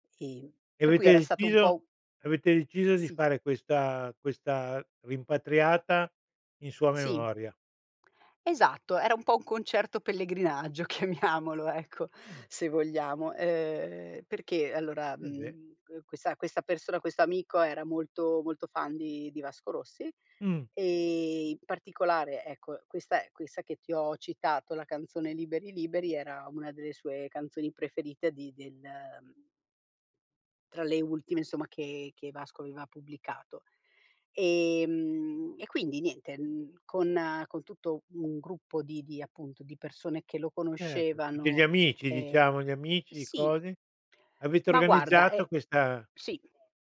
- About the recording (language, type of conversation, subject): Italian, podcast, Hai una canzone che ti riporta subito indietro nel tempo?
- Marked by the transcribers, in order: laughing while speaking: "chiamiamolo"; background speech